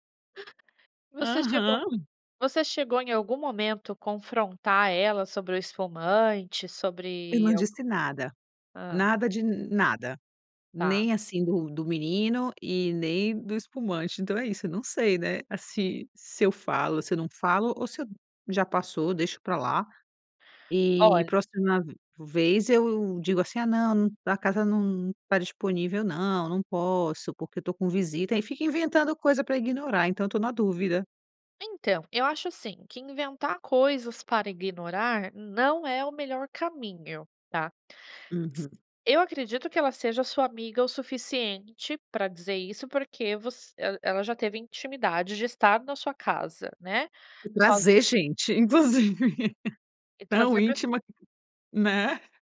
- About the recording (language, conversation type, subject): Portuguese, advice, Como lidar com um conflito com um amigo que ignorou meus limites?
- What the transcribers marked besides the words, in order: laugh